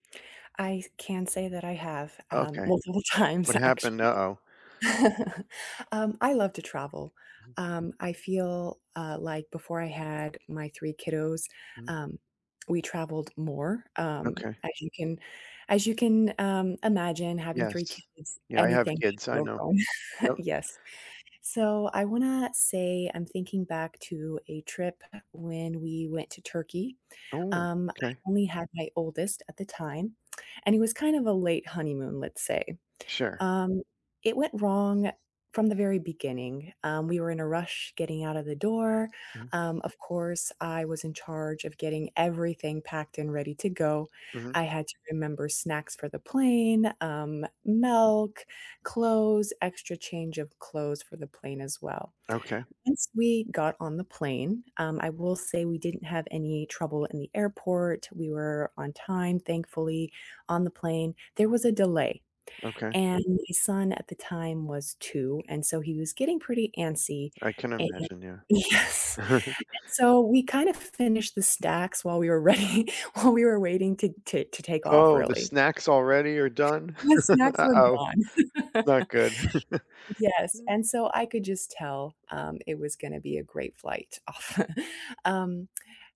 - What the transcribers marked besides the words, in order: laughing while speaking: "times"; chuckle; other background noise; chuckle; tapping; tsk; laughing while speaking: "yes"; chuckle; laughing while speaking: "ready"; laugh; chuckle; chuckle; chuckle
- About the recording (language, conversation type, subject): English, unstructured, Have you ever had a travel plan go completely wrong?